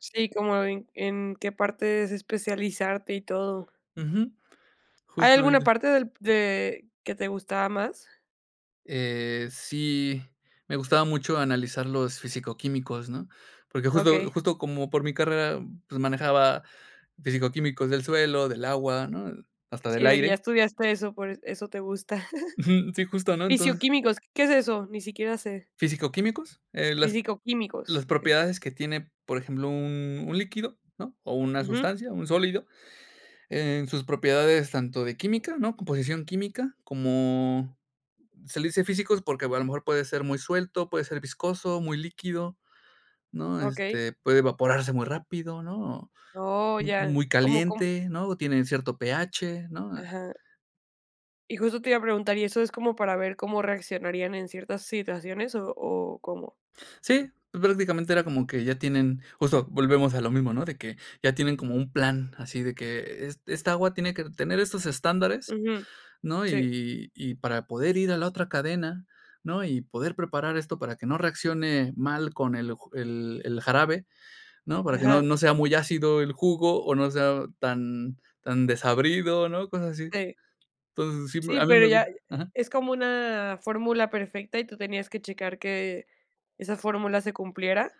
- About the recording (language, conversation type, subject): Spanish, podcast, ¿Prefieres colaborar o trabajar solo cuando haces experimentos?
- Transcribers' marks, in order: chuckle